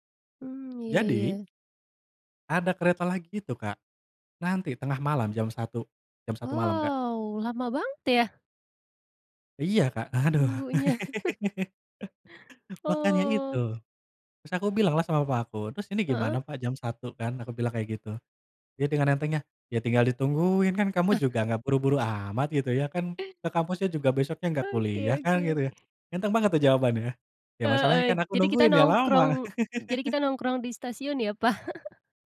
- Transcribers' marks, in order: tapping; drawn out: "Wow"; laugh; other noise; laugh; chuckle
- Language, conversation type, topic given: Indonesian, podcast, Pernahkah kamu mengalami kejadian ketinggalan pesawat atau kereta, dan bagaimana ceritanya?